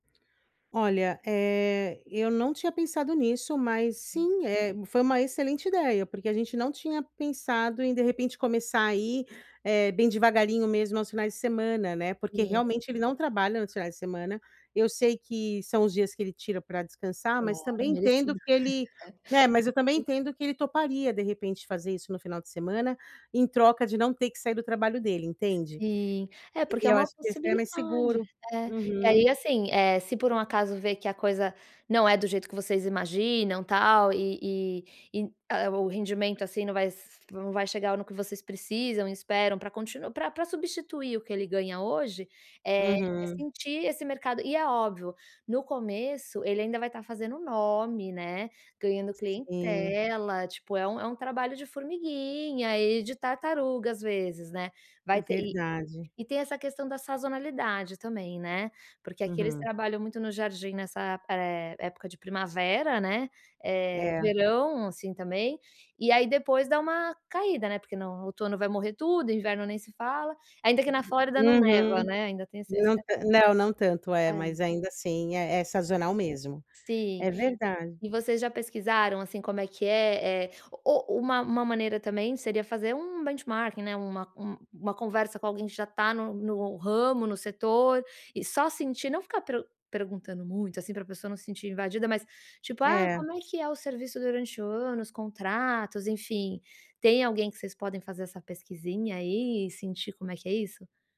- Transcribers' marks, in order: tapping; laugh; other noise; other background noise; in English: "benchmarking"
- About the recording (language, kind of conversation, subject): Portuguese, advice, Como posso superar o medo de falhar ao tentar algo novo sem ficar paralisado?